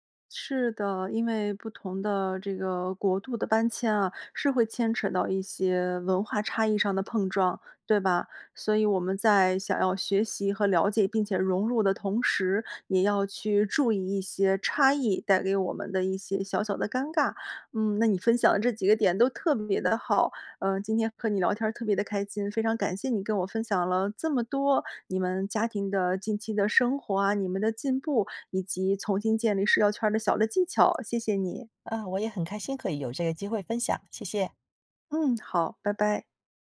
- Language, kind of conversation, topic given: Chinese, podcast, 怎样才能重新建立社交圈？
- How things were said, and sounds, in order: none